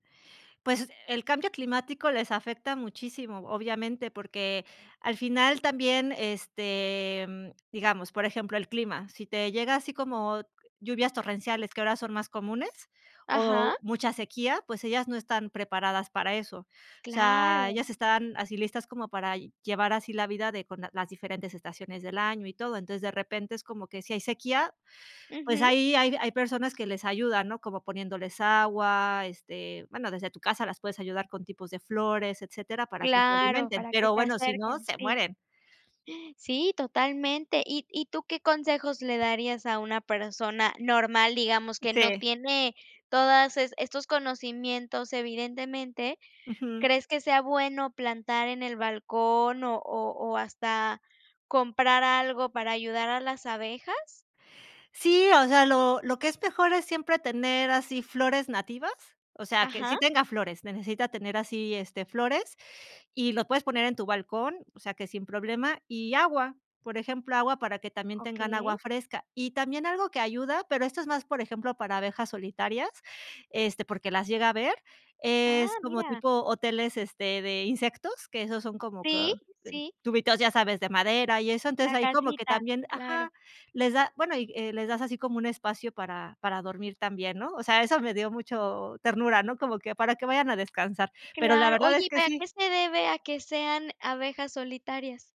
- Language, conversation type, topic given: Spanish, podcast, ¿Qué opinas sobre el papel de las abejas en nuestra vida cotidiana?
- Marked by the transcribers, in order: surprised: "Sí"